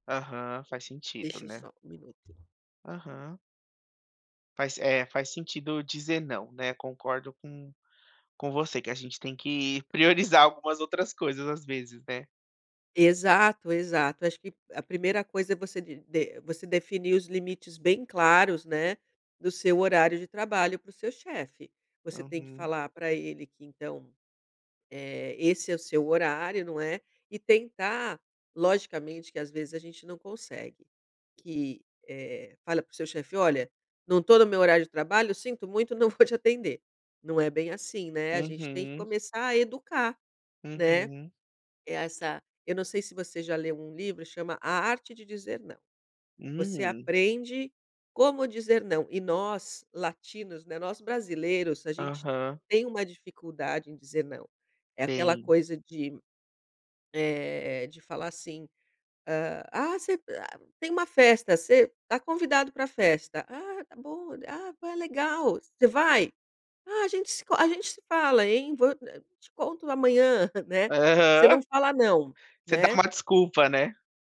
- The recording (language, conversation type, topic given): Portuguese, advice, Como posso manter o equilíbrio entre o trabalho e a vida pessoal ao iniciar a minha startup?
- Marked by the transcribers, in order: chuckle; "poxa" said as "pô"; chuckle